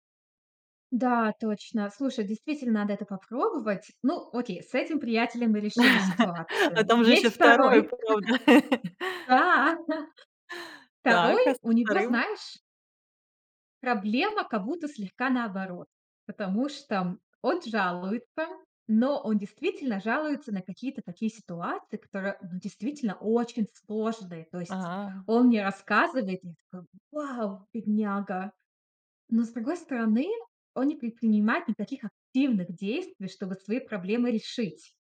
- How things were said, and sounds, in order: chuckle; laugh; chuckle
- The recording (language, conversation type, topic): Russian, advice, Как поступить, если друзья постоянно пользуются мной и не уважают мои границы?